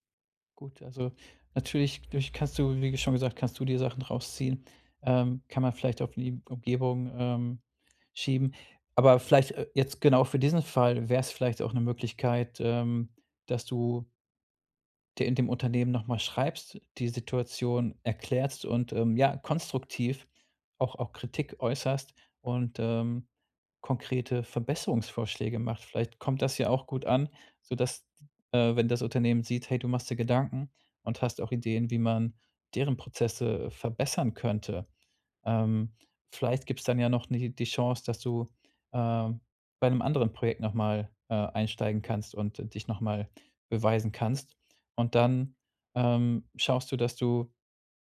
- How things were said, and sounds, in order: none
- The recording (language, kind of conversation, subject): German, advice, Wie kann ich einen Fehler als Lernchance nutzen, ohne zu verzweifeln?
- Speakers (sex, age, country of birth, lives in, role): male, 35-39, Germany, Germany, advisor; male, 40-44, Germany, Spain, user